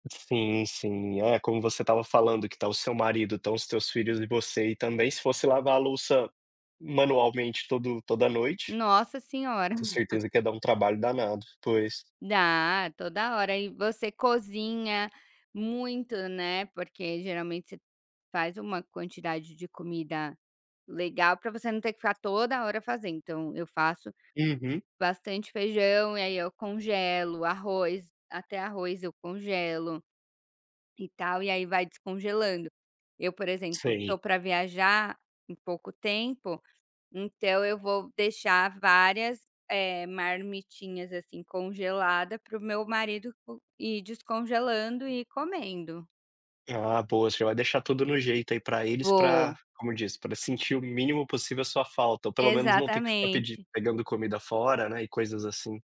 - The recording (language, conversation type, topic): Portuguese, podcast, Como você equilibra trabalho e vida doméstica?
- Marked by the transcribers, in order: chuckle